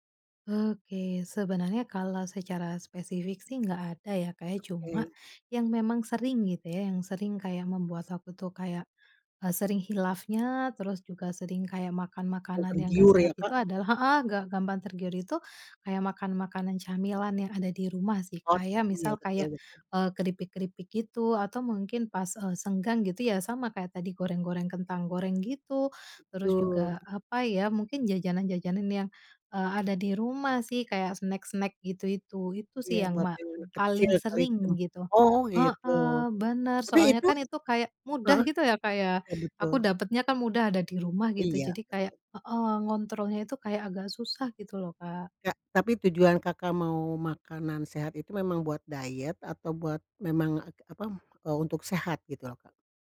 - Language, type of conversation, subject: Indonesian, advice, Mengapa saya merasa bersalah setelah makan makanan yang tidak sehat?
- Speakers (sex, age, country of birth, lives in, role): female, 30-34, Indonesia, Indonesia, user; female, 60-64, Indonesia, Indonesia, advisor
- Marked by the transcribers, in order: other background noise